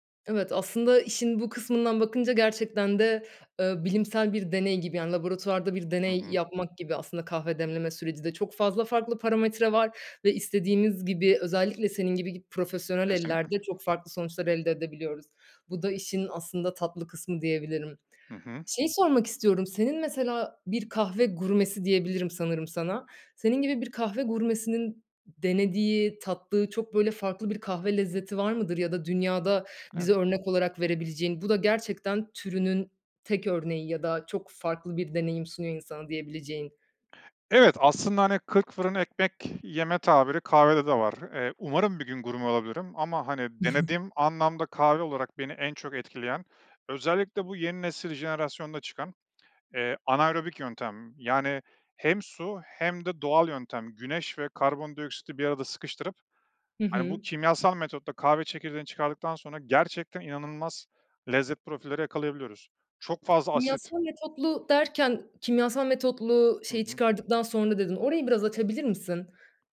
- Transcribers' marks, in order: tapping; chuckle
- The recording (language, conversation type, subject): Turkish, podcast, Bu yaratıcı hobinle ilk ne zaman ve nasıl tanıştın?